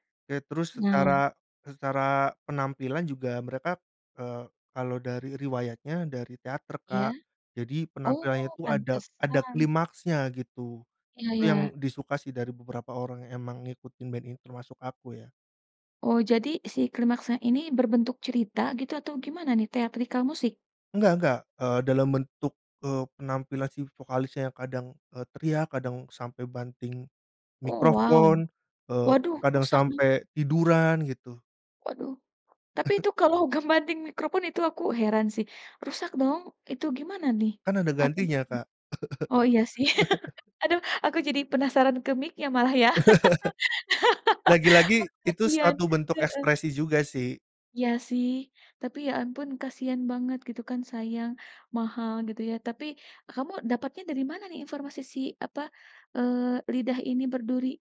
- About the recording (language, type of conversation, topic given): Indonesian, podcast, Konser mana yang paling berkesan untukmu?
- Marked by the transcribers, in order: cough; "ngebanting" said as "gembanting"; laugh; laugh